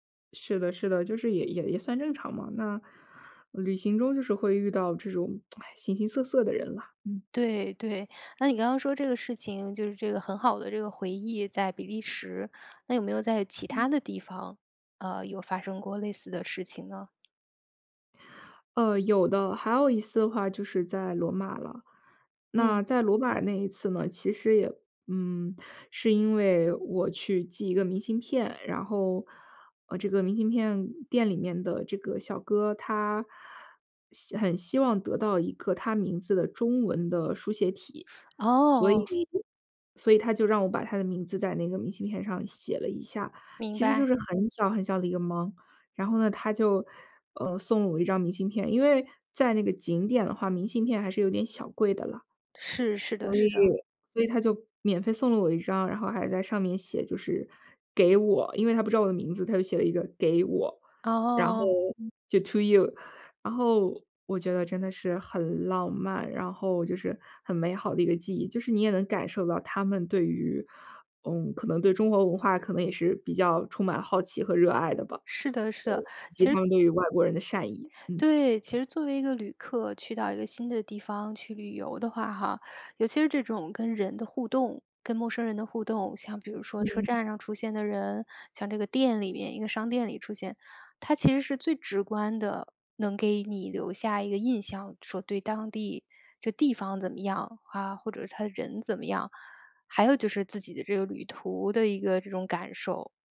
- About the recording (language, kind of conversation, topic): Chinese, podcast, 在旅行中，你有没有遇到过陌生人伸出援手的经历？
- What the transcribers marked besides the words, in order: lip smack; sigh; other background noise; in English: "to you"